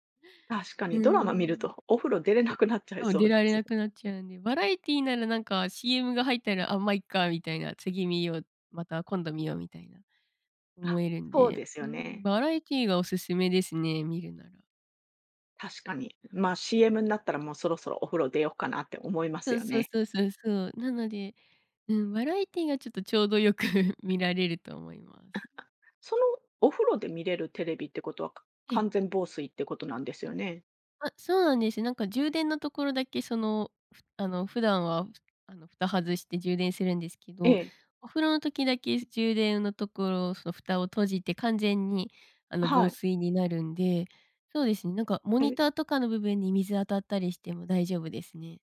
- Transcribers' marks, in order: laughing while speaking: "ちょうどよく"; other background noise
- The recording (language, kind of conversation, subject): Japanese, podcast, お風呂でリラックスする方法は何ですか？